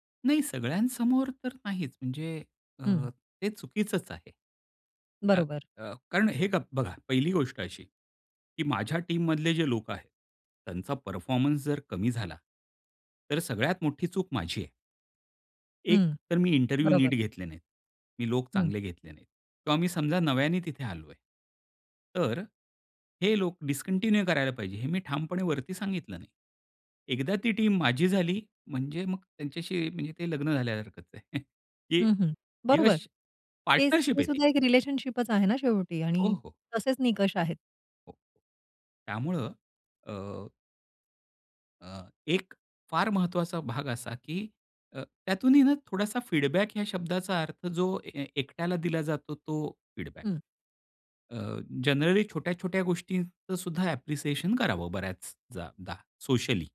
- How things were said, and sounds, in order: in English: "टीममधले"; in English: "इंटरव्ह्यू"; in English: "डिस्कंटिन्यू"; tapping; in English: "टीम"; chuckle; in English: "रिलेशनशिपचं"; other noise; in English: "फीडबॅक"; in English: "फीडबॅक"; in English: "जनरली"; in English: "ॲप्रिसिएशन"
- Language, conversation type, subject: Marathi, podcast, फीडबॅक देताना तुमची मांडणी कशी असते?